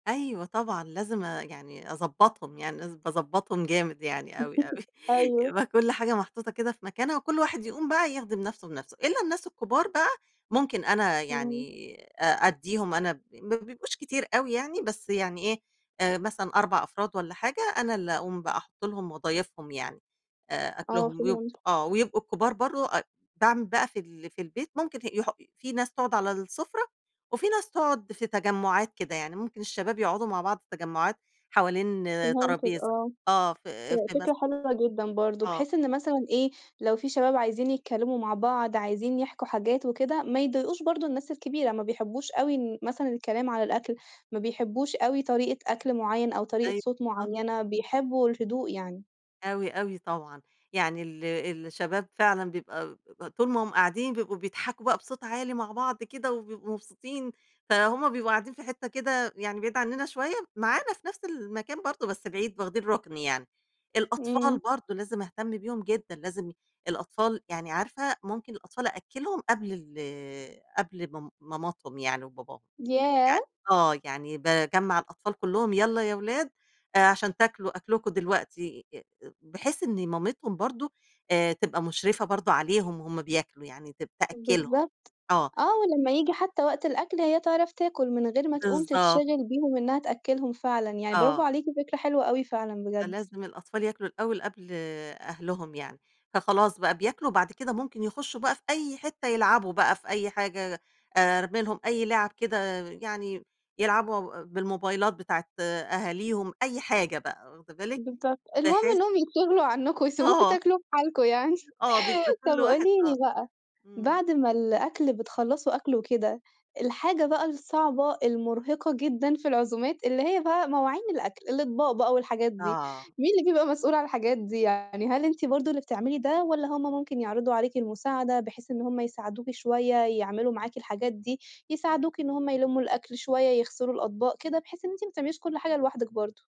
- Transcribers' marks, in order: laugh; chuckle; tapping; unintelligible speech; other background noise; laughing while speaking: "يتشغلوا عنّكم ويسيبوكم تاكلوا في حالكم يعني"; laugh
- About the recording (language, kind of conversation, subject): Arabic, podcast, إزاي بتخطط لقائمة الأكل لما يكون عندك عزومة كبيرة؟